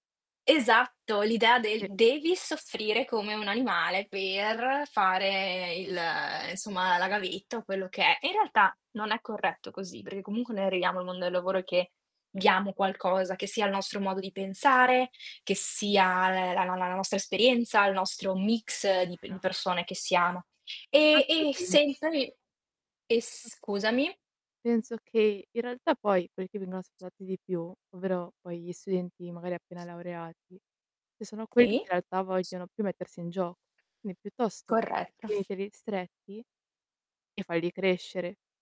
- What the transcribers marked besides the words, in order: background speech; distorted speech; unintelligible speech; mechanical hum; other background noise; tapping
- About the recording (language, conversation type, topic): Italian, unstructured, Come ti prepari per una negoziazione importante al lavoro?